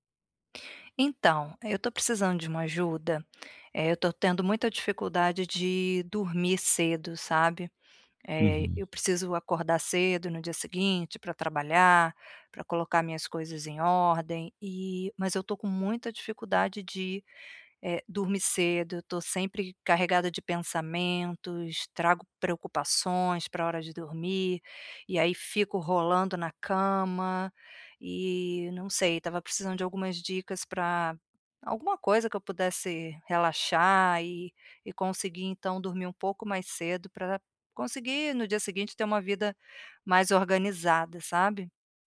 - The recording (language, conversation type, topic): Portuguese, advice, Como é a sua rotina relaxante antes de dormir?
- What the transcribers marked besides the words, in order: none